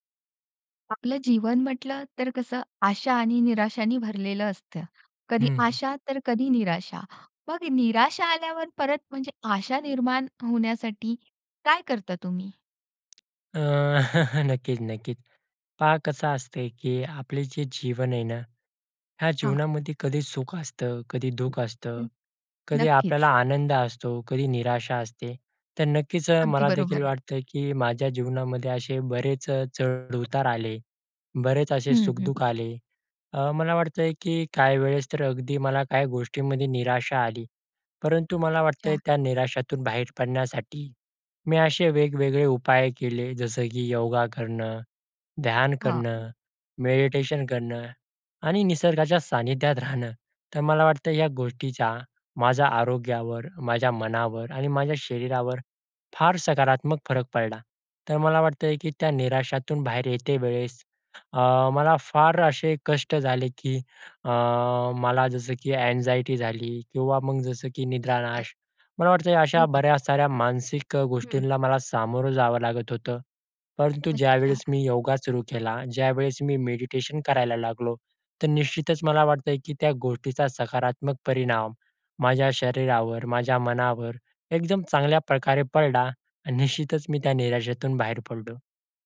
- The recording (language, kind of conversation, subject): Marathi, podcast, निराश वाटल्यावर तुम्ही स्वतःला प्रेरित कसे करता?
- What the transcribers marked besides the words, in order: tapping; chuckle; other noise; in English: "एन्जायटी"; surprised: "अरे बापरे!"; laughing while speaking: "निश्चितच"